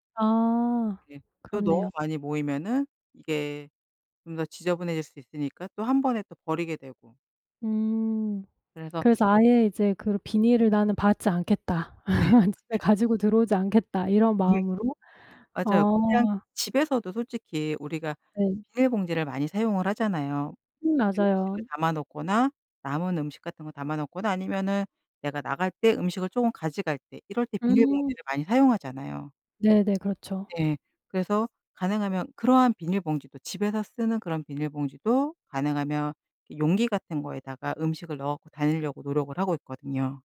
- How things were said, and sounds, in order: unintelligible speech; laugh; unintelligible speech; unintelligible speech; other background noise; "가져갈" said as "가지갈"
- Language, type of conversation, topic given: Korean, podcast, 플라스틱 사용을 현실적으로 줄일 수 있는 방법은 무엇인가요?